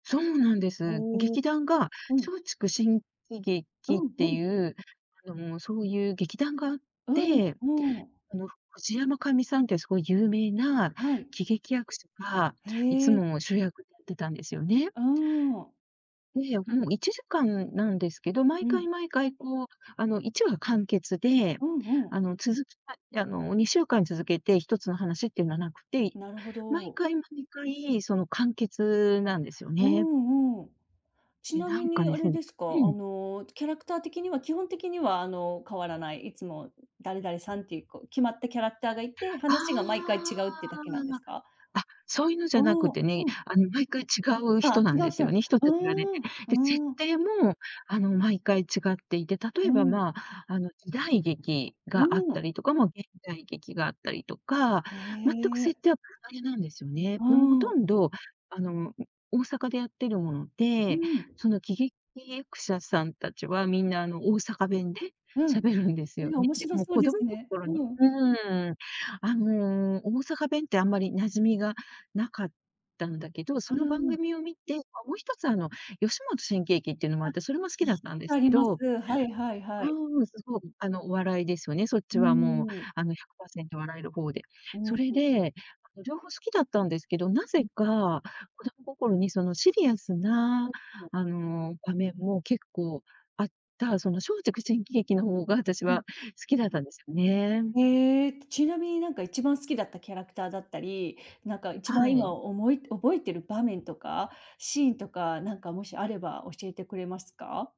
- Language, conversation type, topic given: Japanese, podcast, 子どもの頃いちばん好きだったテレビ番組は何ですか？
- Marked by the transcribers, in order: unintelligible speech; tapping; drawn out: "ああ"; unintelligible speech; other background noise; unintelligible speech